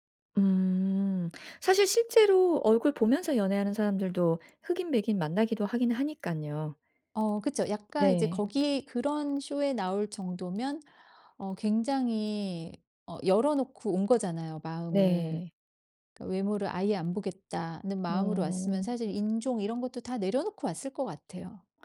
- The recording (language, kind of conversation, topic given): Korean, podcast, 첫인상을 좋게 만들려면 어떤 점이 가장 중요하다고 생각하나요?
- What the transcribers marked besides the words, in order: none